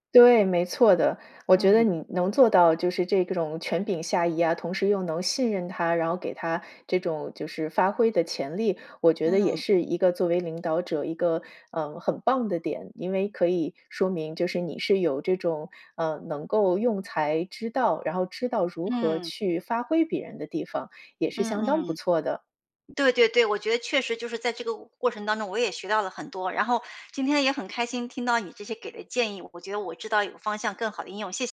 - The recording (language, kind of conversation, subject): Chinese, advice, 如何用文字表达复杂情绪并避免误解？
- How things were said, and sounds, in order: tapping